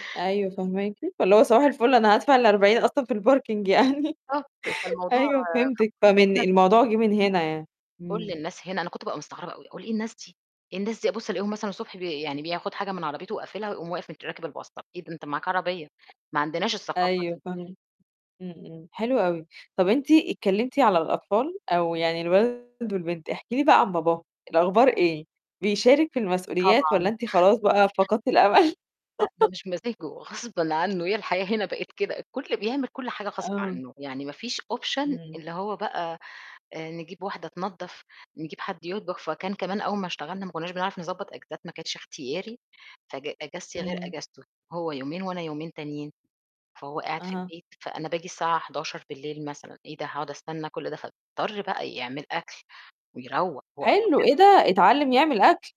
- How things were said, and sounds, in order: unintelligible speech; tapping; in English: "الparking"; distorted speech; laughing while speaking: "يعني"; unintelligible speech; in English: "الbus"; static; laugh; in English: "option"; unintelligible speech
- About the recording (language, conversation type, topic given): Arabic, podcast, إزاي نِقسّم مسؤوليات البيت بين الأطفال أو الشريك/الشريكة بطريقة بسيطة وسهلة؟